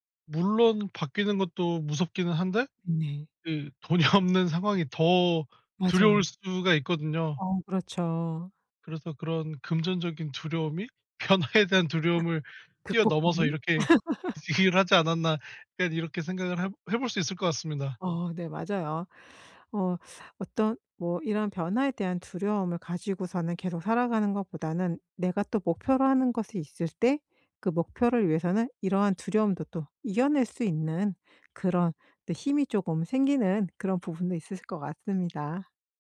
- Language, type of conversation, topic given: Korean, podcast, 변화가 두려울 때 어떻게 결심하나요?
- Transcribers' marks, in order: laughing while speaking: "돈이 없는"; laughing while speaking: "변화에"; laugh; other background noise